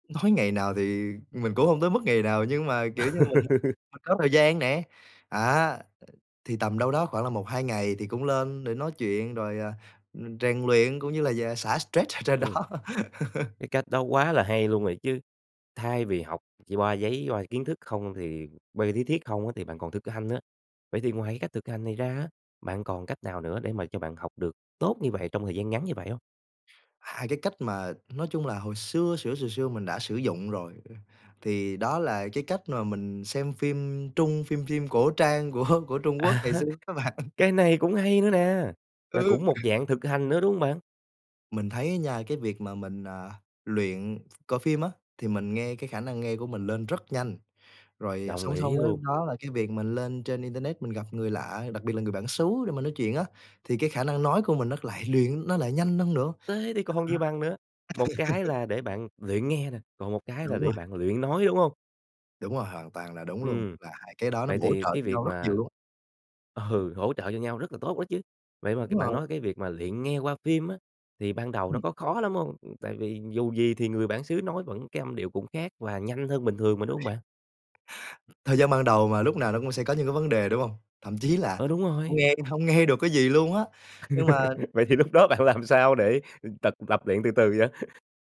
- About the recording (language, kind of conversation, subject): Vietnamese, podcast, Bạn học kỹ năng mới khi nào và như thế nào?
- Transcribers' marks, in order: laughing while speaking: "Nói"; laugh; tapping; laughing while speaking: "ở trên đó"; laugh; other background noise; laughing while speaking: "của"; laughing while speaking: "bạn"; other noise; unintelligible speech; laugh; laughing while speaking: "ừ"; laugh; laughing while speaking: "Vậy thì lúc đó bạn … từ từ vậy?"